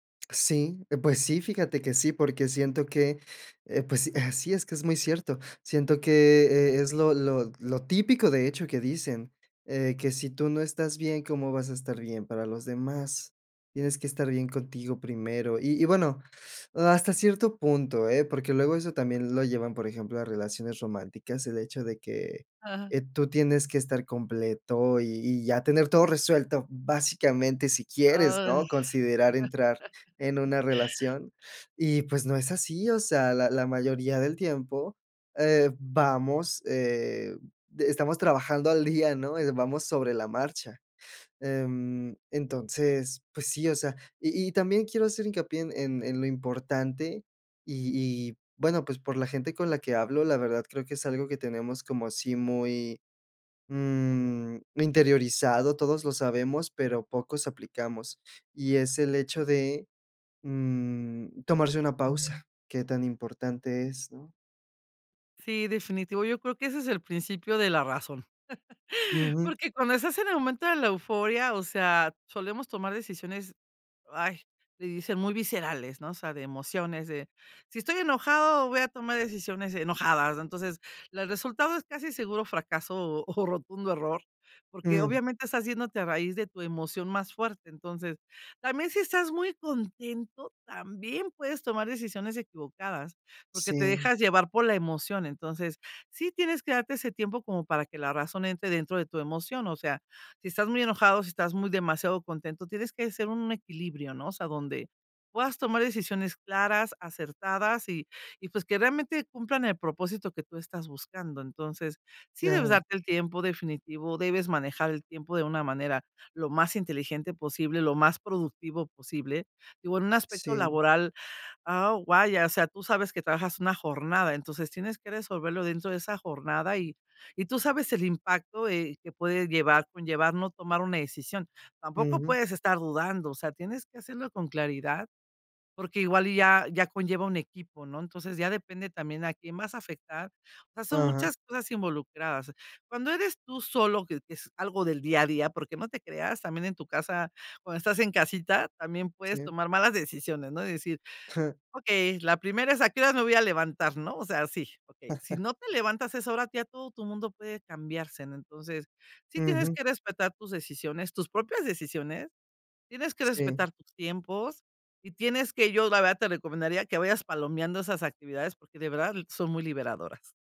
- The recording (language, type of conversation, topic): Spanish, podcast, ¿Cómo priorizar metas cuando todo parece urgente?
- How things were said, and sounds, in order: chuckle; laugh; chuckle; laughing while speaking: "o"; "vaya" said as "guaya"; chuckle; chuckle